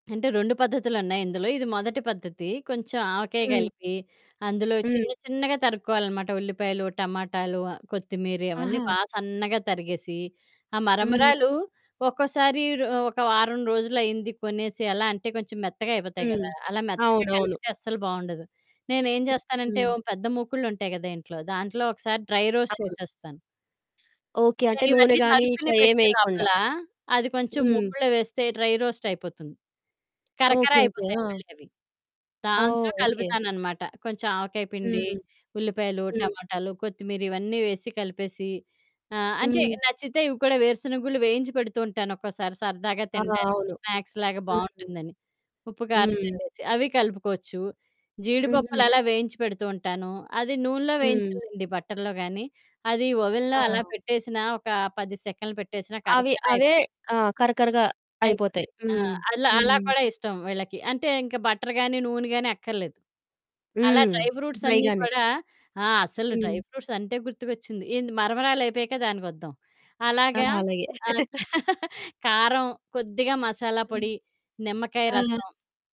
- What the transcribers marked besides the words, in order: other background noise; distorted speech; in English: "డ్రై రోస్ట్"; in English: "డ్రై"; in English: "స్నాక్స్‌లాగా"; static; in English: "బటర్‌లో"; in English: "ఓవెన్‌లో"; in English: "బటర్"; in English: "డ్రైగానే"; in English: "డ్రై"; in English: "డ్రై"; chuckle; laugh
- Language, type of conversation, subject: Telugu, podcast, మీరు సాధారణంగా స్నాక్స్ ఎలా ఎంచుకుంటారు?